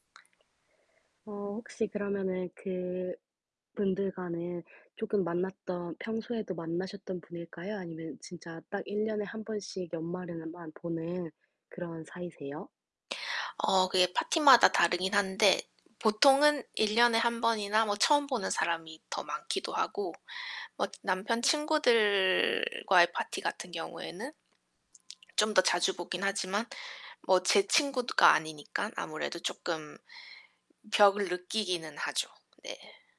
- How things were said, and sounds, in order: other background noise; static; tapping
- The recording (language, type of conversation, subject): Korean, advice, 파티에서 친구들과 더 편하고 자연스럽게 어울리려면 어떻게 하면 좋을까요?
- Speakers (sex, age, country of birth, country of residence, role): female, 20-24, South Korea, United States, advisor; female, 30-34, South Korea, United States, user